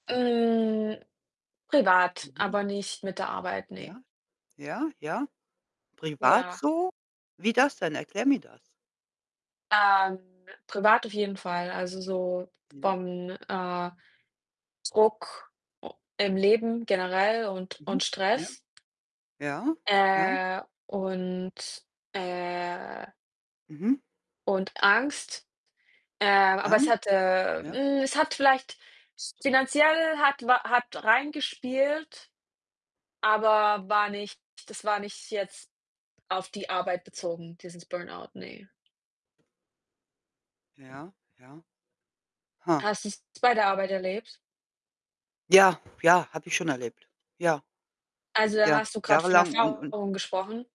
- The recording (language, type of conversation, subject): German, unstructured, Warum denkst du, dass Burnout so häufig ist?
- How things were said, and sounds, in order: drawn out: "Hm"; distorted speech; other background noise; drawn out: "äh, und, äh"; tapping